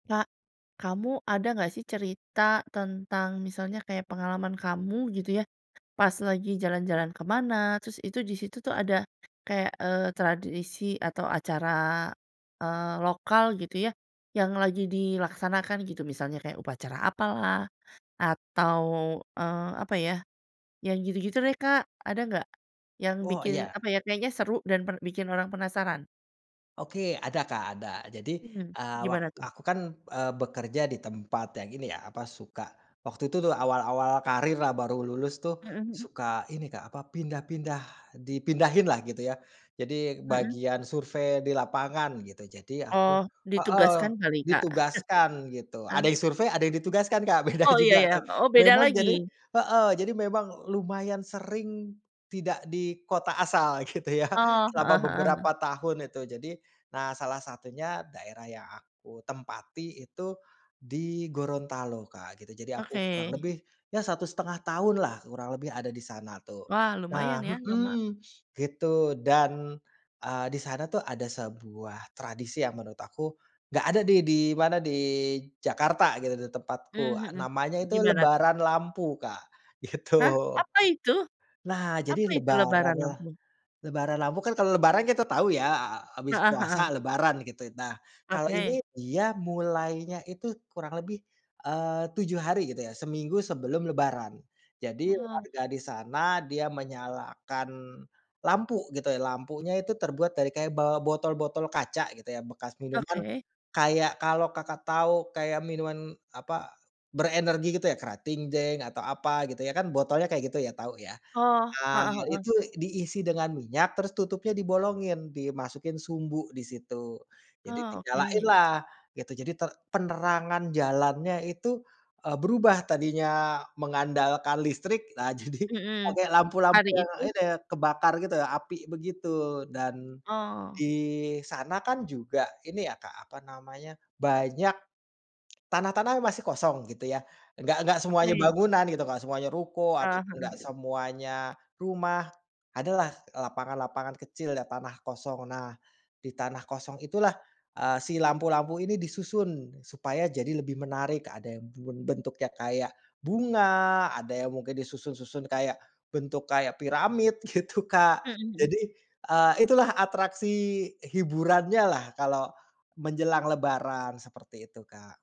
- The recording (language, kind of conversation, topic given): Indonesian, podcast, Ceritakan pengalamanmu mengikuti tradisi lokal yang membuatmu penasaran?
- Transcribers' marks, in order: tapping; chuckle; other background noise; laughing while speaking: "beda"; laughing while speaking: "gitu ya"; sniff; laughing while speaking: "gitu"; laughing while speaking: "jadi"; lip smack; laughing while speaking: "gitu Kak"